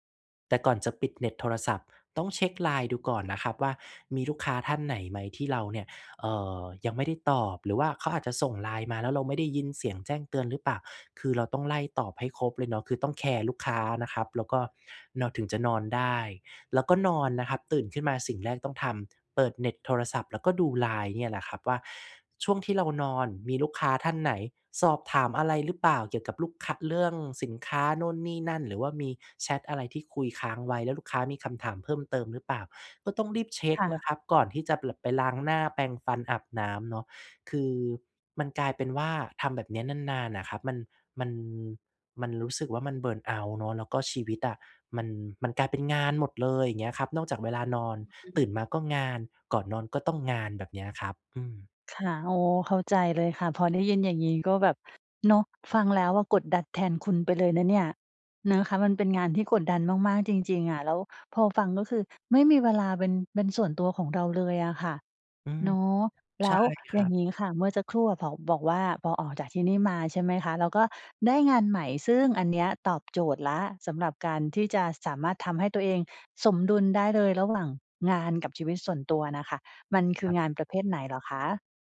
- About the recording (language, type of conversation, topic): Thai, podcast, คุณหาความสมดุลระหว่างงานกับชีวิตส่วนตัวยังไง?
- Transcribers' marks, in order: in English: "เบิร์นเอาต์"